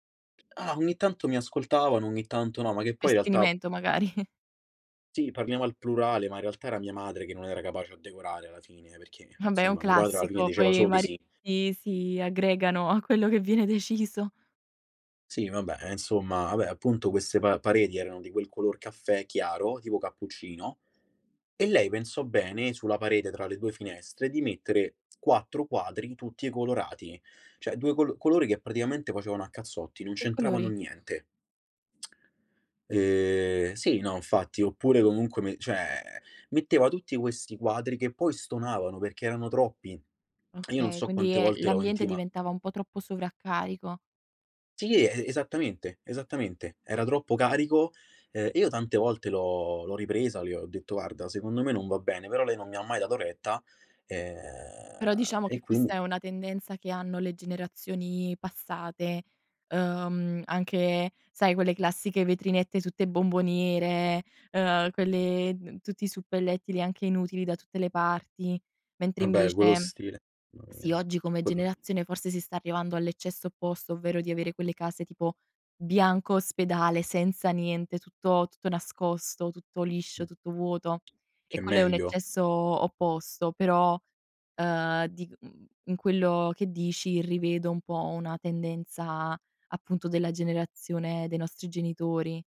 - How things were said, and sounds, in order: other background noise; laughing while speaking: "magari"; tsk; drawn out: "E"; tapping
- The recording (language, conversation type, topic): Italian, podcast, Quali abitudini di famiglia hanno influenzato il tuo gusto estetico?
- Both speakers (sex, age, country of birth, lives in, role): female, 20-24, Italy, Italy, host; male, 25-29, Italy, Italy, guest